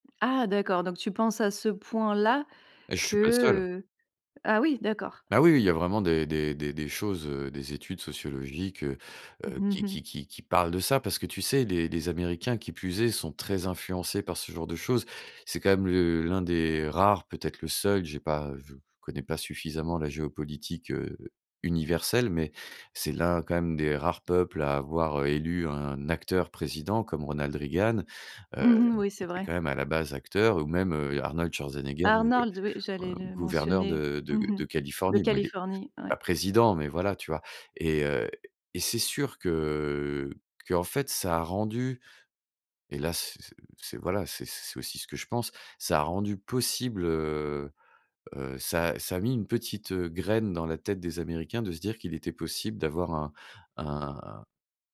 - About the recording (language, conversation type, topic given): French, podcast, Quelle série recommandes-tu à tout le monde, et pourquoi ?
- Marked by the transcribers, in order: other background noise